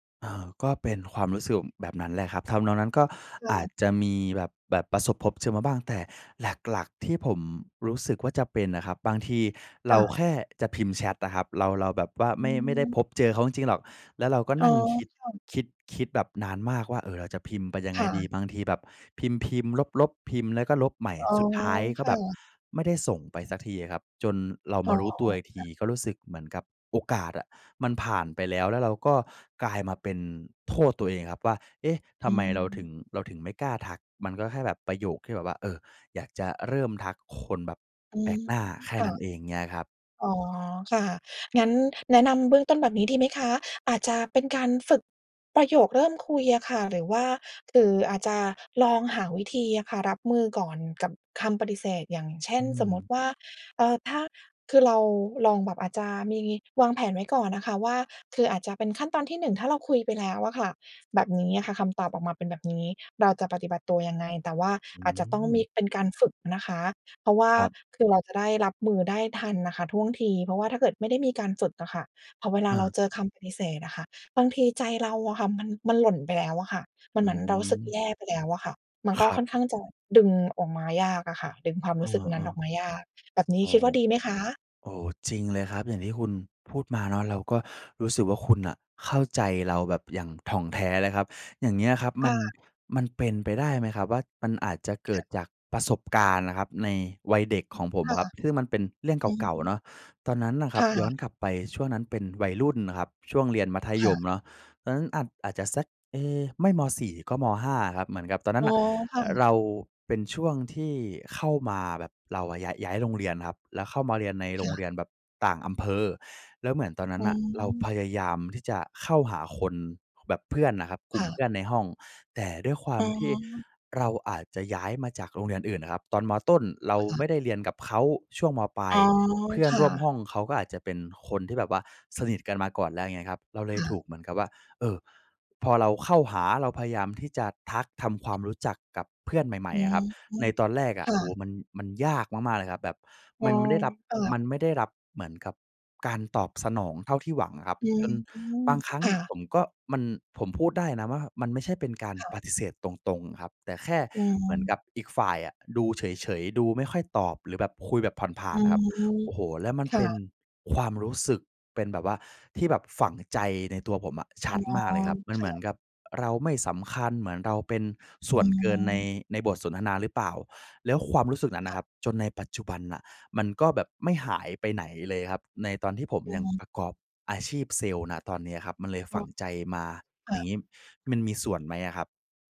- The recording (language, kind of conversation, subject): Thai, advice, ฉันควรเริ่มทำความรู้จักคนใหม่อย่างไรเมื่อกลัวถูกปฏิเสธ?
- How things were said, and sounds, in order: other background noise; unintelligible speech